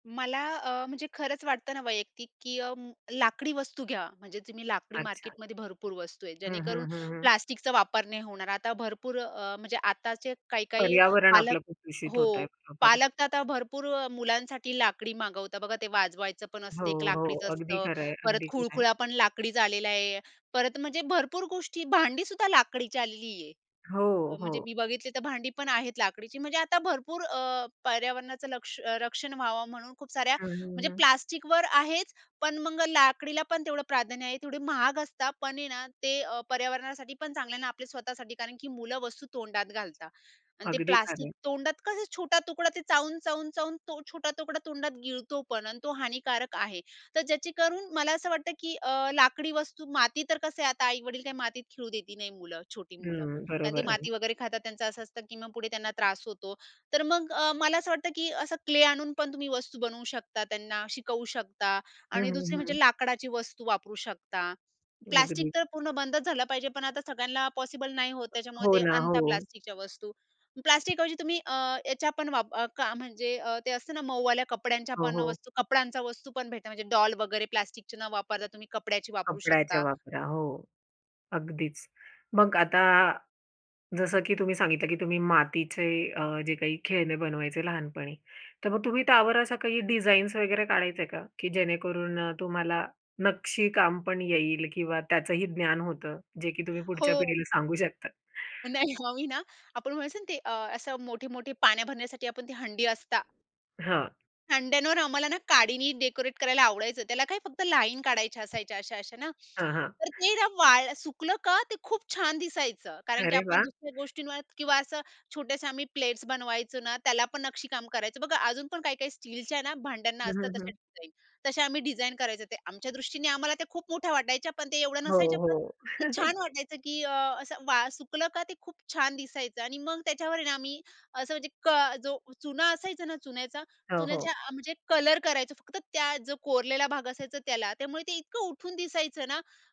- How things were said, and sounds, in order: tapping; in English: "क्ले"; other background noise; laughing while speaking: "नाही आम्ही ना"; in English: "डेकोरेट"; chuckle
- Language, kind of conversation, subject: Marathi, podcast, लहानपणी तुम्ही स्वतःची खेळणी बनवली होती का?